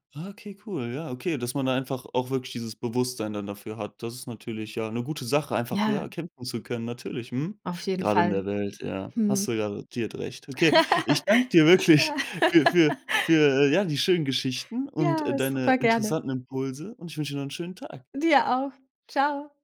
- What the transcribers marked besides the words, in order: laugh; laughing while speaking: "wirklich"
- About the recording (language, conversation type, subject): German, podcast, Wann hast du zuletzt aus reiner Neugier etwas gelernt?